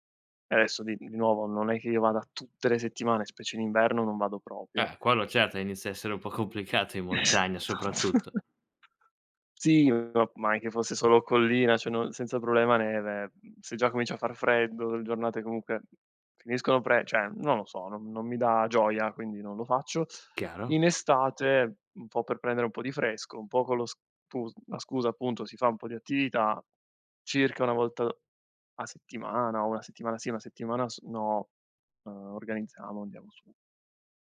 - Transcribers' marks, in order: laughing while speaking: "complicato"; other background noise; laughing while speaking: "Esatt"; chuckle; "cioè" said as "ceh"
- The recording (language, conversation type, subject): Italian, podcast, Com'è nata la tua passione per questo hobby?